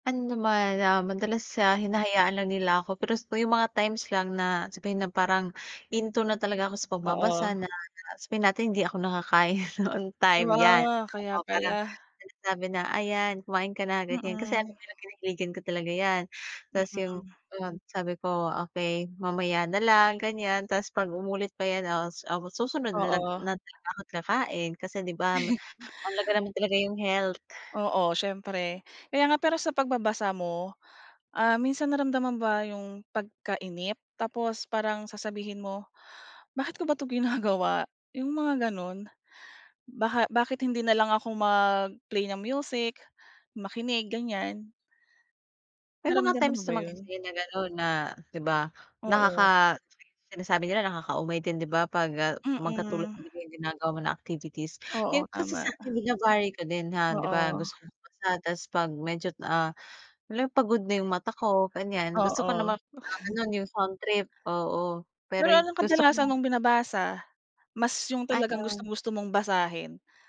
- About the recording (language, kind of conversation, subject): Filipino, podcast, Paano nakatulong ang hilig mo sa pag-aalaga ng kalusugang pangkaisipan at sa pagpapagaan ng stress mo?
- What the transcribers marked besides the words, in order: tapping